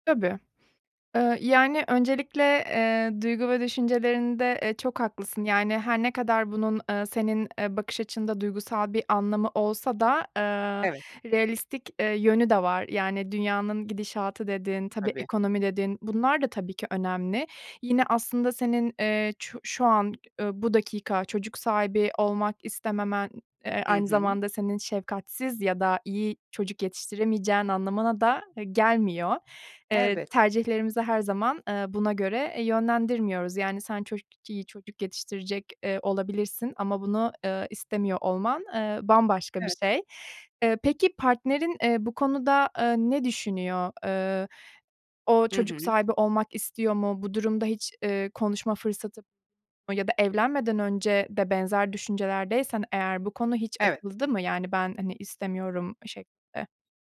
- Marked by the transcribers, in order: other background noise; other noise; "iyi" said as "iki"
- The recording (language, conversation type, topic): Turkish, advice, Çocuk sahibi olma zamanlaması ve hazır hissetmeme